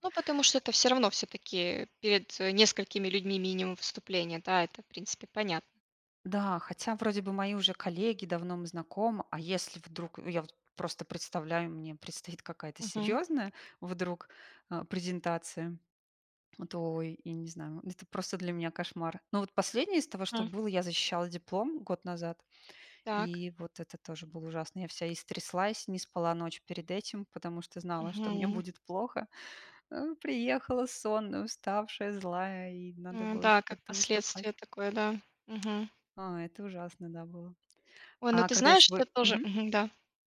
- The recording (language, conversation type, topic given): Russian, advice, Как преодолеть страх выступать перед аудиторией после неудачного опыта?
- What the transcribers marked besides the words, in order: other background noise; tapping; chuckle